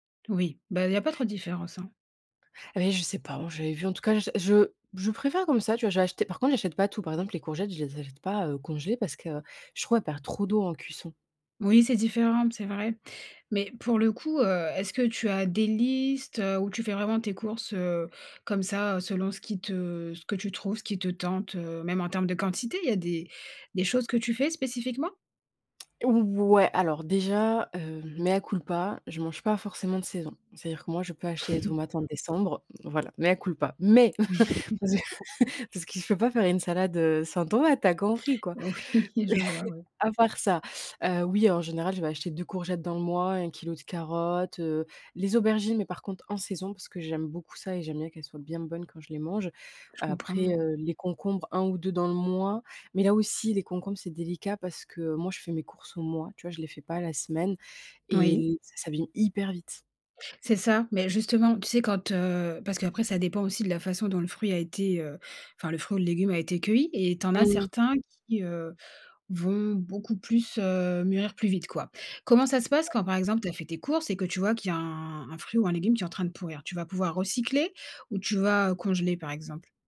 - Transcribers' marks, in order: other background noise; chuckle; stressed: "Mais"; laugh; laughing while speaking: "parce que"; chuckle; chuckle; laughing while speaking: "Oui"
- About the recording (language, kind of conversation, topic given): French, podcast, Comment gères-tu le gaspillage alimentaire chez toi ?